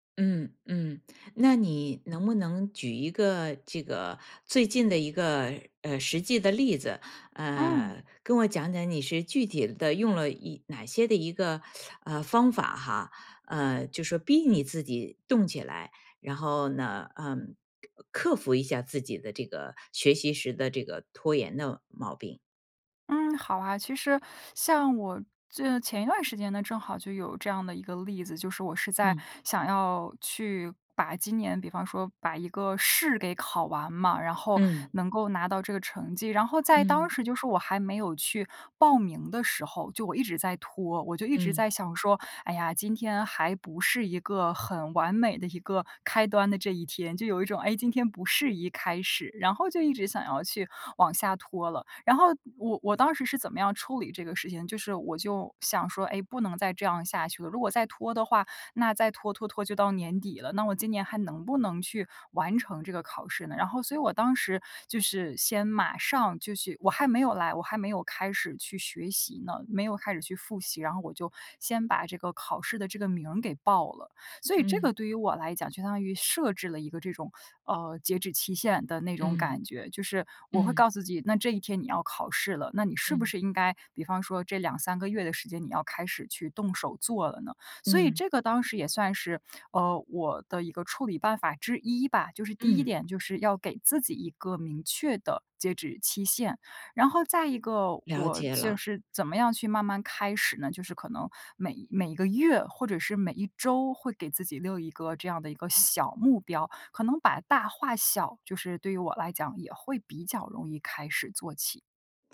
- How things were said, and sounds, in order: none
- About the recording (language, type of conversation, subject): Chinese, podcast, 学习时如何克服拖延症？
- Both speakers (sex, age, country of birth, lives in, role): female, 30-34, China, United States, guest; female, 60-64, China, United States, host